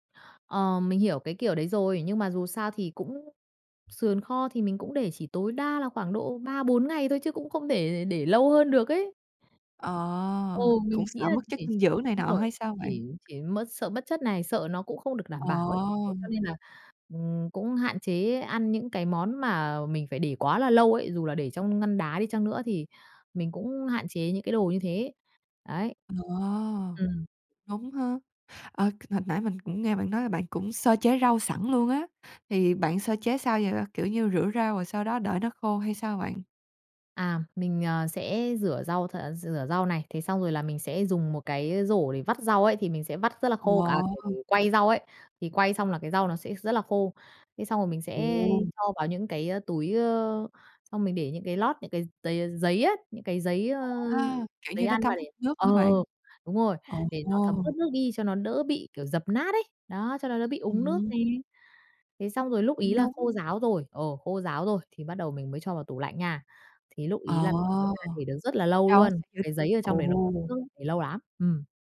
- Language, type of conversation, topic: Vietnamese, podcast, Bạn làm thế nào để chuẩn bị một bữa ăn vừa nhanh vừa lành mạnh?
- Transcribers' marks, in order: tapping; other background noise; unintelligible speech; unintelligible speech